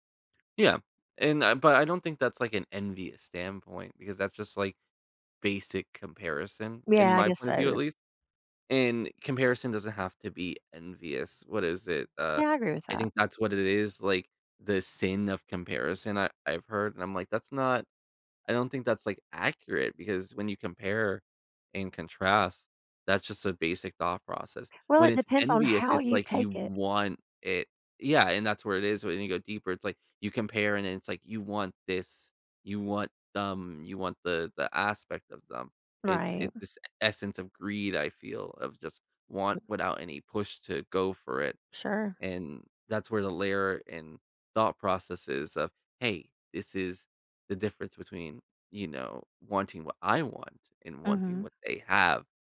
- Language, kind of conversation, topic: English, unstructured, How can I make space for personal growth amid crowded tasks?
- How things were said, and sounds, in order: stressed: "accurate"; stressed: "envious"; stressed: "want"; other background noise